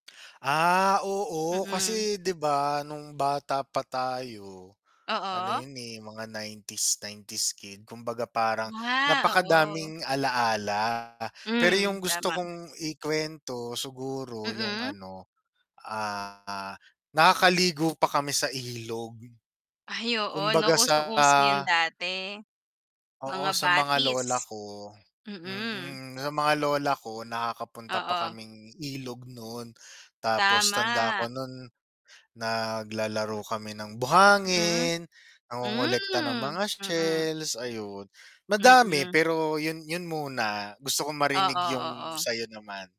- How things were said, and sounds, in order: distorted speech; tapping; static; mechanical hum
- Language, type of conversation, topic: Filipino, unstructured, Ano ang kuwento ng pinakamasaya mong bakasyon noong kabataan mo?